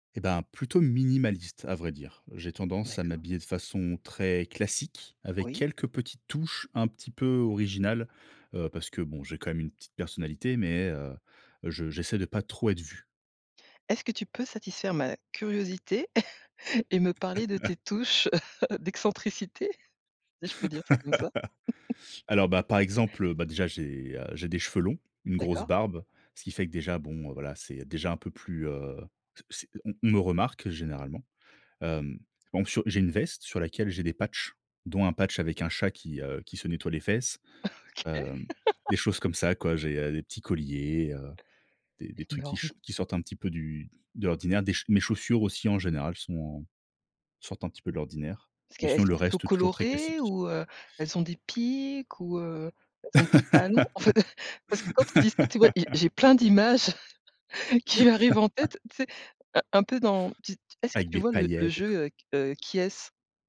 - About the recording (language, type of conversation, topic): French, podcast, Tu te sens plutôt minimaliste ou plutôt expressif dans ton style vestimentaire ?
- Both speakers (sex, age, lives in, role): female, 45-49, France, host; male, 30-34, France, guest
- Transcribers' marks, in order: stressed: "minimaliste"; stressed: "classique"; chuckle; laugh; chuckle; laugh; stressed: "colorées"; stressed: "pics"; other background noise; laugh; chuckle; chuckle; laugh